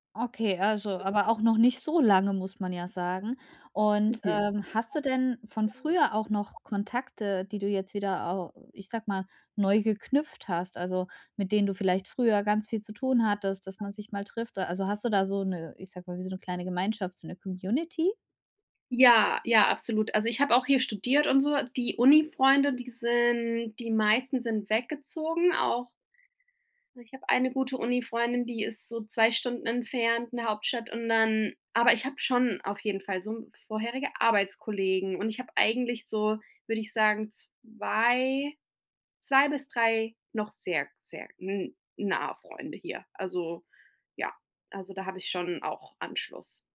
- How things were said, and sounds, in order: none
- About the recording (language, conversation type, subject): German, advice, Wie kann ich durch Routinen Heimweh bewältigen und mich am neuen Ort schnell heimisch fühlen?